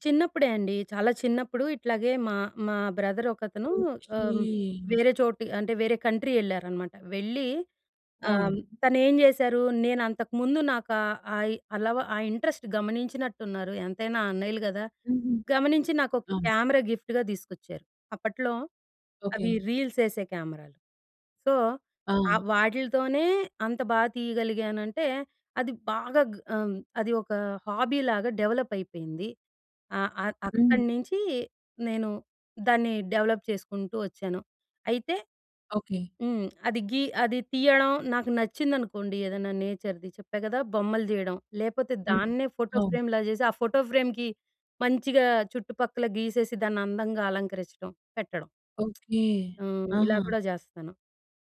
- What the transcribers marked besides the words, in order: tapping; in English: "కంట్రీ"; in English: "ఇంట్రస్ట్"; in English: "గిఫ్ట్‌గా"; in English: "సో"; in English: "హాబీలాగా"; in English: "డెవలప్"; in English: "నేచర్‌ది"; in English: "ఫోటో ఫ్రేమ్‌లా"; in English: "ఫోటో ఫ్రేమ్‌కి"; lip smack
- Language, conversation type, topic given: Telugu, podcast, పని, వ్యక్తిగత జీవితం రెండింటిని సమతుల్యం చేసుకుంటూ మీ హాబీకి సమయం ఎలా దొరకబెట్టుకుంటారు?